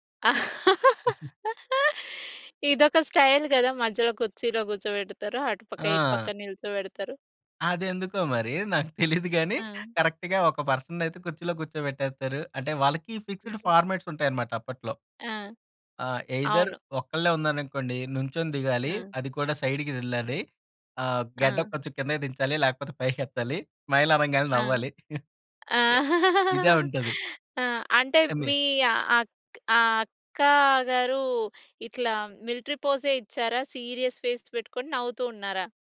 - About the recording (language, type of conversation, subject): Telugu, podcast, మీ కుటుంబపు పాత ఫోటోలు మీకు ఏ భావాలు తెస్తాయి?
- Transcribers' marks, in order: laugh; in English: "స్టైల్"; other noise; chuckle; in English: "కరెక్ట్‌గా"; other background noise; in English: "పర్సన్‌ని"; in English: "ఫిక్స్‌డ్ ఫార్మాట్స్"; in English: "ఎ‌య్‌దర్"; in English: "సైడ్‌కి"; laugh; in English: "స్మైల్"; chuckle; in English: "సీరియస్ ఫేస్"